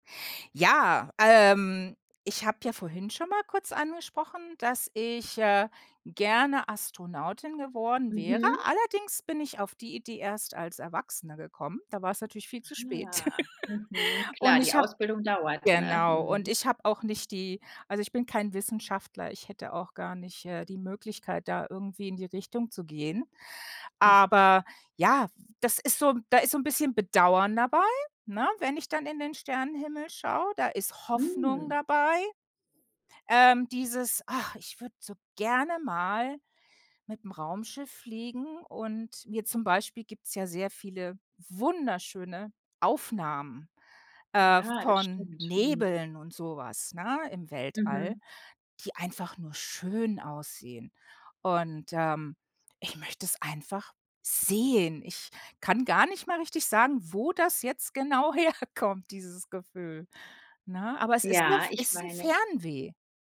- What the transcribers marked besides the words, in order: drawn out: "Ah"; laugh; chuckle; stressed: "Bedauern"; stressed: "Hoffnung"; stressed: "so"; stressed: "wunderschöne"; stressed: "schön"; stressed: "sehen"; laughing while speaking: "herkommt"
- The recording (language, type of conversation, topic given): German, podcast, Was fasziniert dich am Sternenhimmel, wenn du nachts rausgehst?